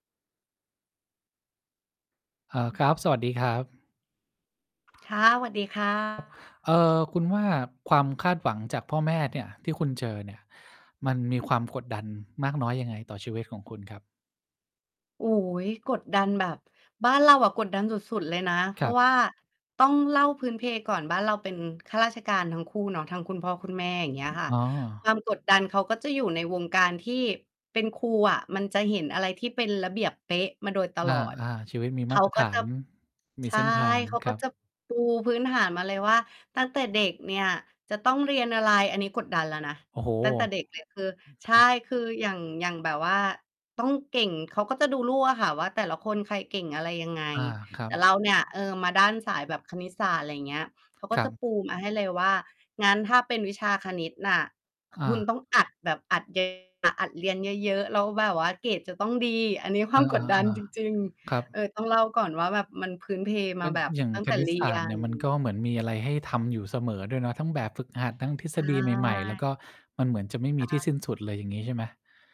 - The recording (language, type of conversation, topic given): Thai, podcast, ความคาดหวังจากพ่อแม่เคยทำให้คุณรู้สึกกดดันไหม และอยากเล่าให้ฟังไหม?
- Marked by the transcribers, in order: tapping; other background noise; distorted speech; mechanical hum; other noise; laughing while speaking: "อันนี้ความกดดันจริง ๆ"